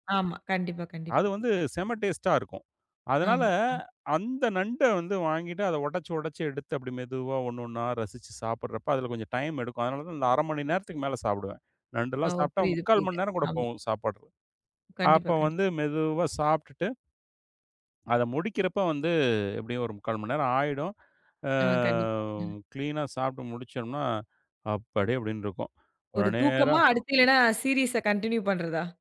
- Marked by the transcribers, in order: drawn out: "ஆ"; in English: "கிளீன்னா"; in English: "சீரிஸ்ஸா"
- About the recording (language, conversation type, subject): Tamil, podcast, ஒரு நாளுக்கான பரிபூரண ஓய்வை நீங்கள் எப்படி வர்ணிப்பீர்கள்?